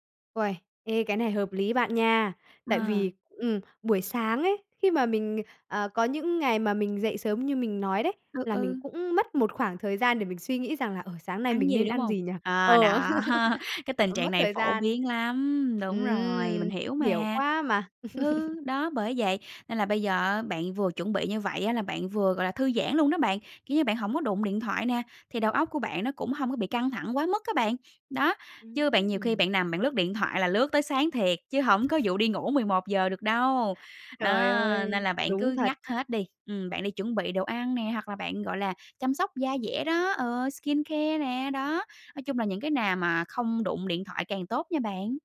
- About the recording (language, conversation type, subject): Vietnamese, advice, Làm thế nào để xây dựng một thói quen buổi sáng giúp ngày làm việc bớt lộn xộn?
- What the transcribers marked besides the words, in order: tapping; laughing while speaking: "đó"; laugh; laugh; other noise; other background noise; in English: "skincare"